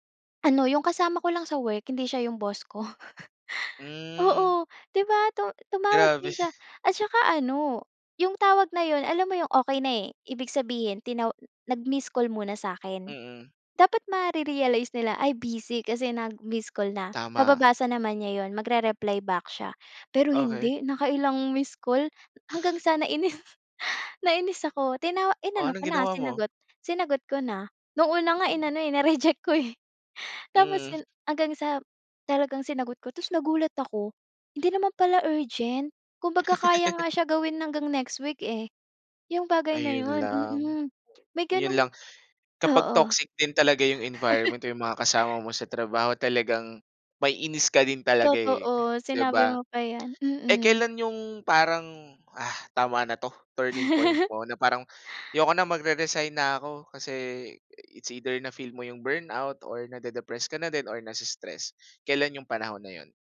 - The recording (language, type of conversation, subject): Filipino, podcast, Paano mo binabalanse ang trabaho at personal na buhay?
- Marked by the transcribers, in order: chuckle; chuckle; laughing while speaking: "nainis"; laughing while speaking: "na-reject ko, eh"; laugh; giggle; giggle